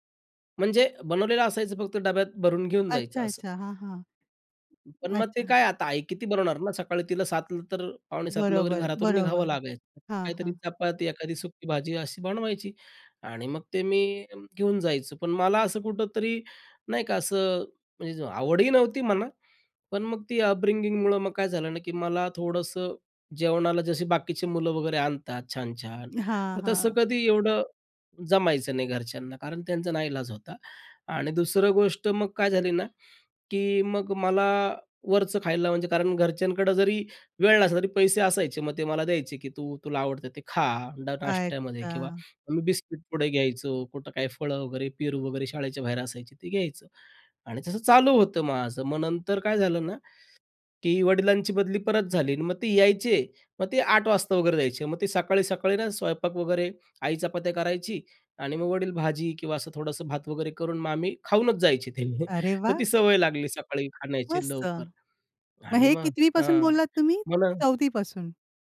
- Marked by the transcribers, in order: other background noise; tapping; in English: "अपब्रिंगिंग"; unintelligible speech; laughing while speaking: "ते म्हणजे"
- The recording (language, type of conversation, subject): Marathi, podcast, कुठल्या अन्नांमध्ये आठवणी जागवण्याची ताकद असते?